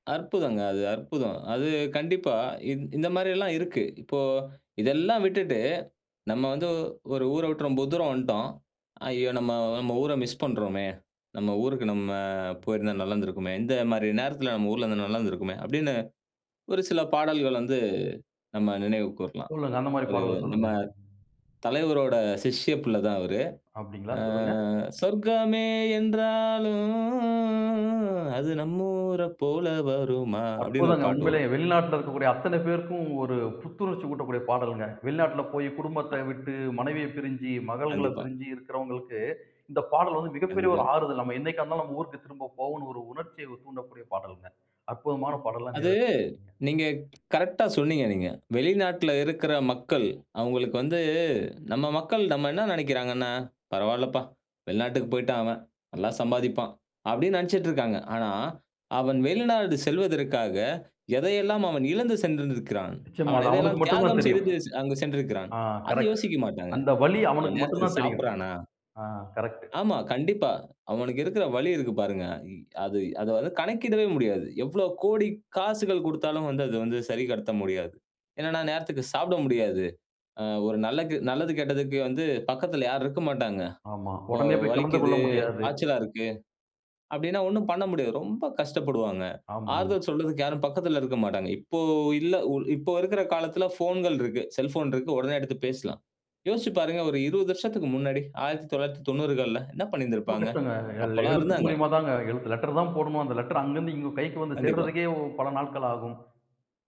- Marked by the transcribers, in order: other background noise; tapping; singing: "சொர்க்கமே என்றாலும் அது நம்ம ஊர போல வருமா?"; unintelligible speech; "செய்து" said as "செய்தீஸ்"; "கட்ட" said as "கத்த"; in English: "லெட்டர்"; in English: "லெட்டர்"
- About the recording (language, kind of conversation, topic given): Tamil, podcast, இசையில் உங்களுக்கு மிகவும் பிடித்த பாடல் எது?